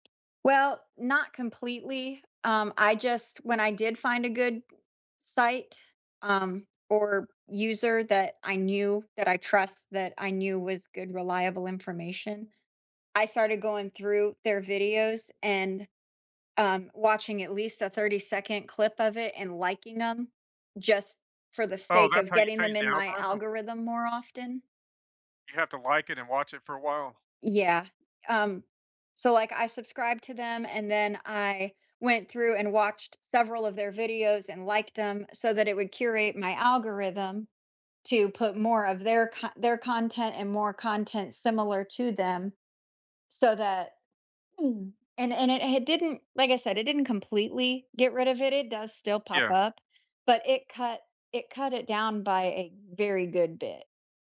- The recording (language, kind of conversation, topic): English, unstructured, What do you think is the impact of fake news?
- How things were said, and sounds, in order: tapping